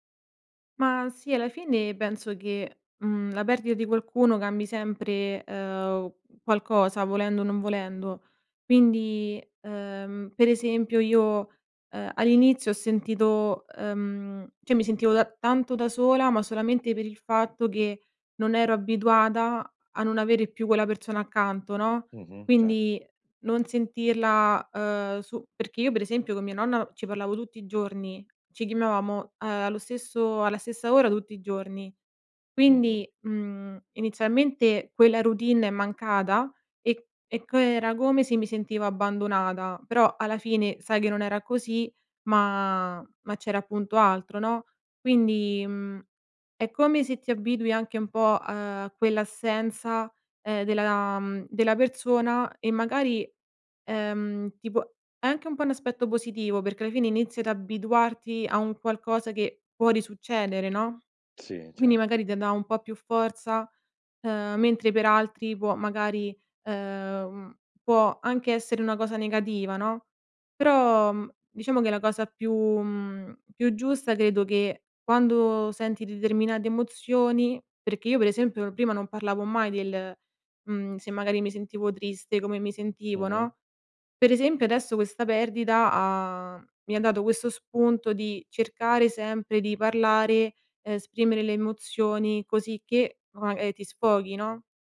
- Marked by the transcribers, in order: "cioè" said as "ceh"; "chiamavamo" said as "chimiavamo"
- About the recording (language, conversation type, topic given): Italian, podcast, Cosa ti ha insegnato l’esperienza di affrontare una perdita importante?